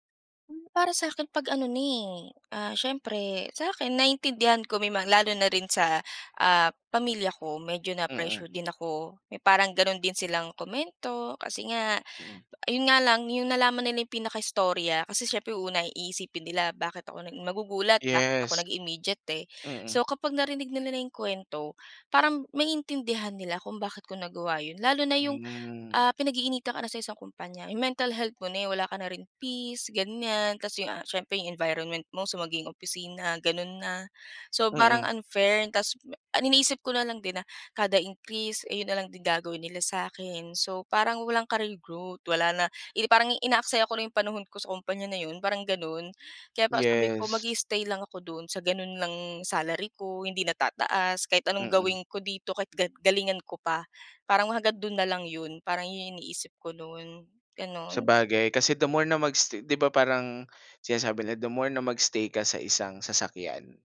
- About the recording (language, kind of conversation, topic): Filipino, podcast, Paano mo pinapasiya kung aalis ka na ba sa trabaho o magpapatuloy ka pa?
- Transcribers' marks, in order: in English: "mental health"